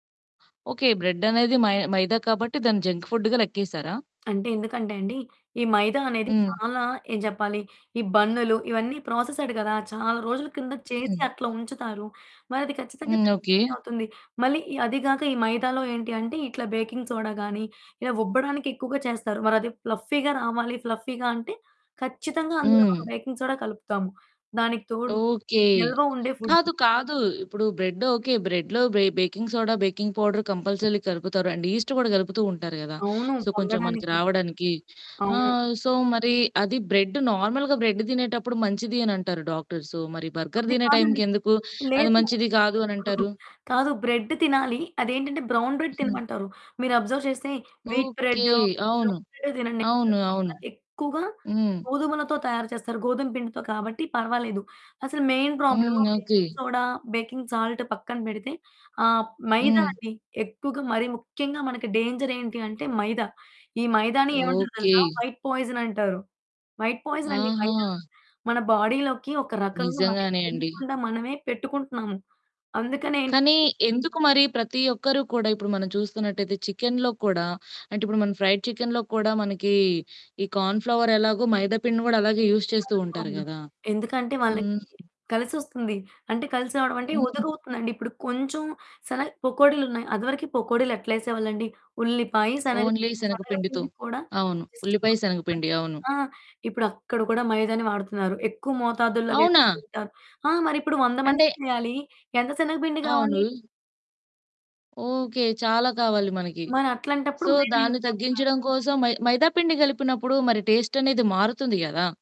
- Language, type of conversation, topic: Telugu, podcast, జంక్ ఫుడ్ తినాలని అనిపించినప్పుడు మీరు దాన్ని ఎలా ఎదుర్కొంటారు?
- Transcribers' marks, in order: in English: "జంక్ ఫుడ్‌గా"; in English: "ప్రాసెస్డ్"; other background noise; in English: "జంక్"; in English: "బేకింగ్ సోడా"; in English: "ఫ్లఫ్ఫీగా"; in English: "ఫ్లఫ్ఫీగా"; in English: "బేకింగ్ సోడా"; static; in English: "బ్రెడ్"; in English: "బ్రెడ్‌లో బే బేకింగ్ సోడా, బేకింగ్ పౌడర్"; in English: "అండ్ ఈస్ట్"; in English: "సో"; in English: "సో"; in English: "బ్రెడ్ నార్మల్‌గా బ్రెడ్"; in English: "బర్గర్"; giggle; in English: "బ్రెడ్"; in English: "బ్రౌన్ బ్రెడ్"; in English: "అబ్జర్వ్"; in English: "వీట్"; tapping; in English: "బ్రౌన్"; distorted speech; in English: "మెయిన్"; in English: "బేకింగ్ సోడా, బేకింగ్ సాల్ట్"; in English: "డేంజర్"; in English: "వైట్ పాయిజన్"; in English: "వైట్ పాయిజన్"; in English: "బాడీలోకి"; in English: "ఫ్రైడ్ చికెన్‌లో"; in English: "కార్న్ ఫ్లవర్"; in English: "కన్ఫర్మ్‌గా"; in English: "యూజ్"; in English: "ఓన్లీ"; in English: "జస్ట్"; in English: "సో"; in English: "యూజ్"